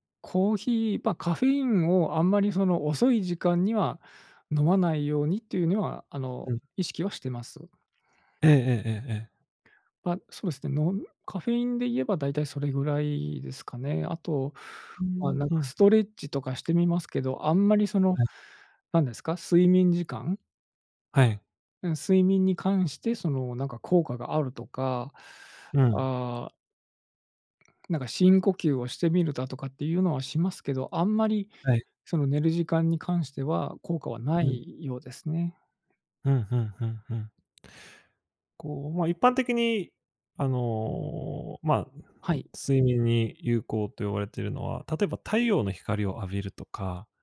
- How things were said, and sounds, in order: other background noise; tapping
- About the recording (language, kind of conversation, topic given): Japanese, advice, 夜なかなか寝つけず毎晩寝不足で困っていますが、どうすれば改善できますか？